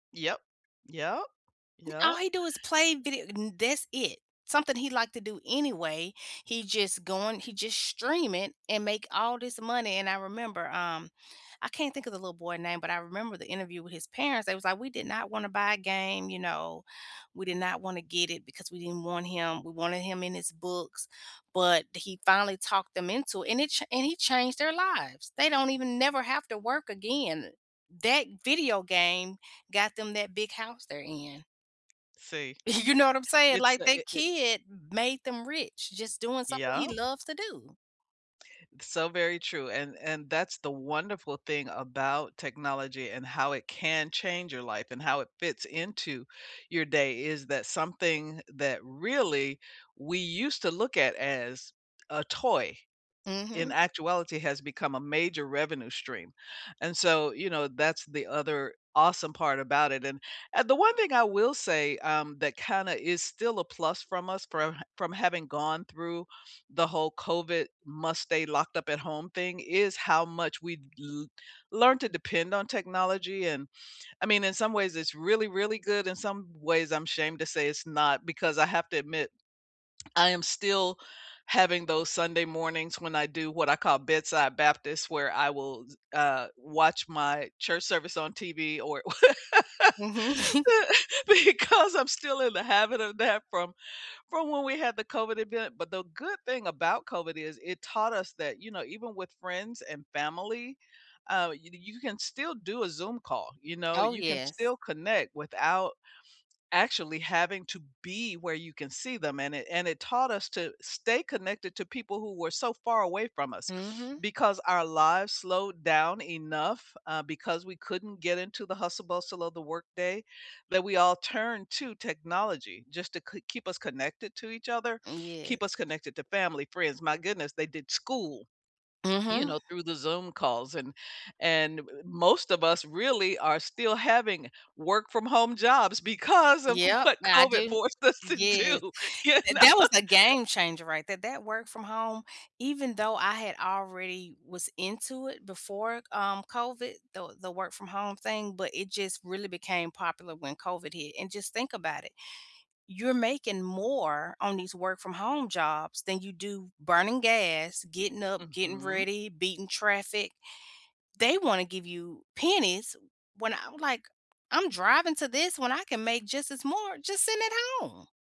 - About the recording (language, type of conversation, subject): English, unstructured, How does technology shape your daily habits and help you feel more connected?
- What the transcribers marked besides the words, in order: tapping; laughing while speaking: "Y"; swallow; laugh; laughing while speaking: "Because"; chuckle; laughing while speaking: "forced us to do, you know?"